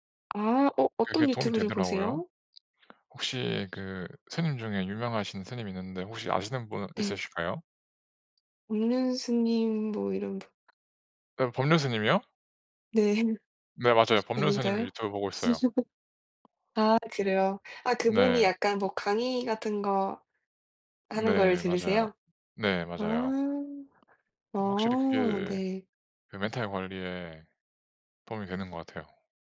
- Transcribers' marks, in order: other background noise; laughing while speaking: "네"; laugh; tapping
- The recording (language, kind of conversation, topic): Korean, unstructured, 스트레스를 받을 때 어떻게 해소하시나요?